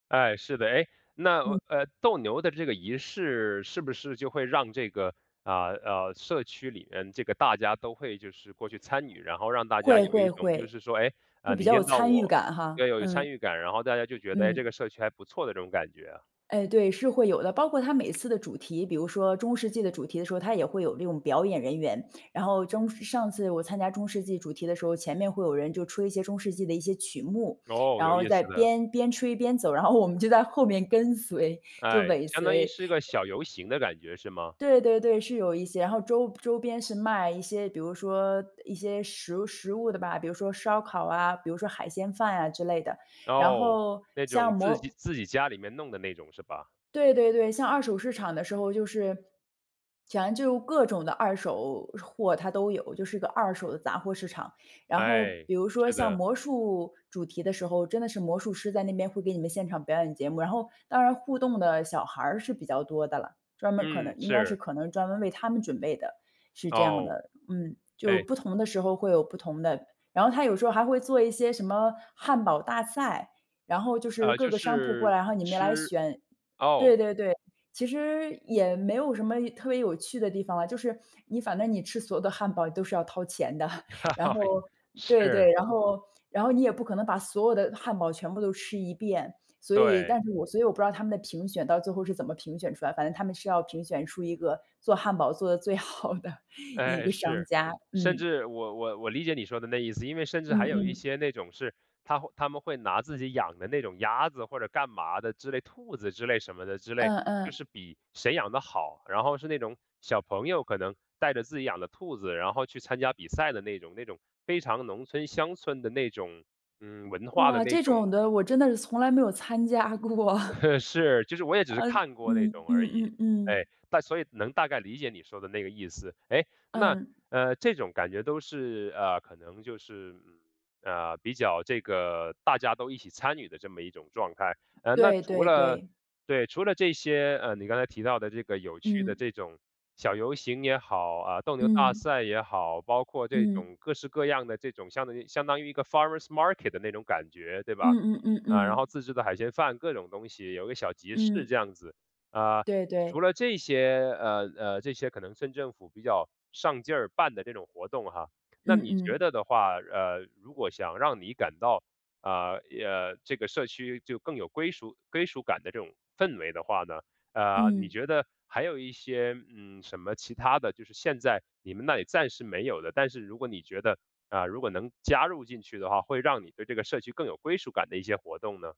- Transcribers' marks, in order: other noise; other background noise; laughing while speaking: "后"; laughing while speaking: "随"; swallow; chuckle; laugh; laughing while speaking: "好的"; chuckle; laughing while speaking: "加过"; in English: "forest market"
- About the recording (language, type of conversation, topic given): Chinese, podcast, 怎么营造让人有归属感的社区氛围？